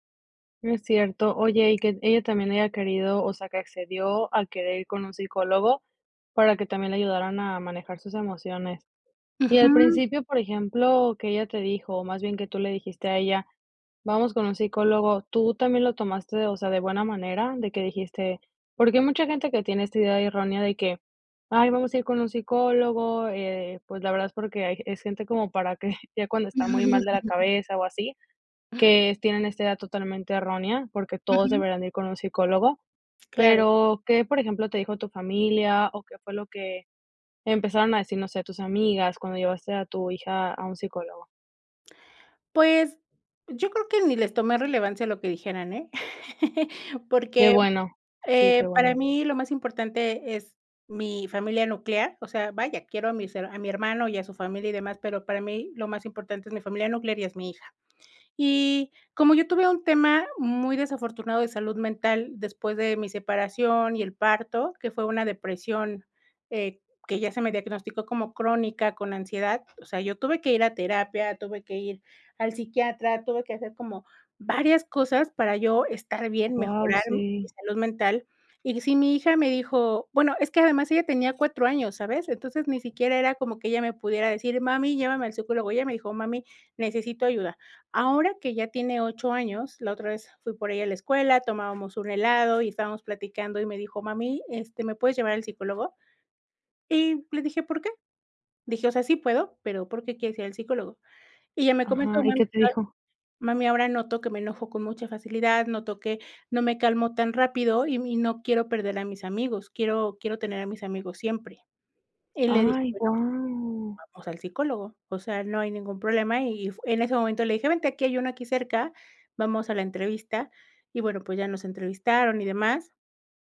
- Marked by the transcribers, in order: chuckle; unintelligible speech; other noise; giggle; other background noise
- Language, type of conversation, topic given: Spanish, podcast, ¿Cómo conviertes una emoción en algo tangible?